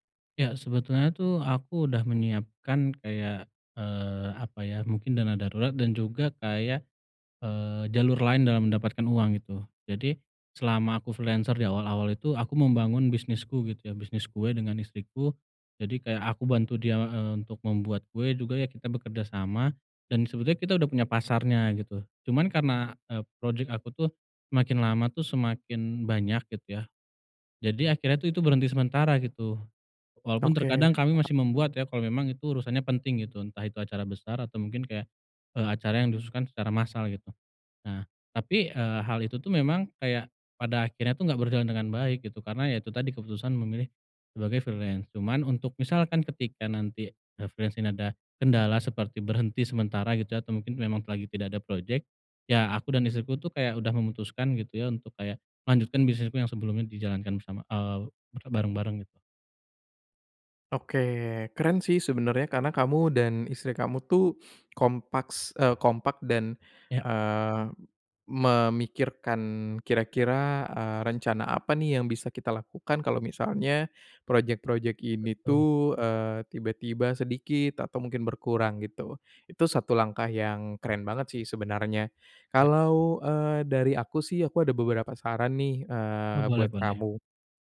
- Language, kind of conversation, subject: Indonesian, advice, Bagaimana cara mengatasi keraguan dan penyesalan setelah mengambil keputusan?
- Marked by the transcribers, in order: in English: "freelancer"; other background noise; in English: "freelance"; in English: "freelance"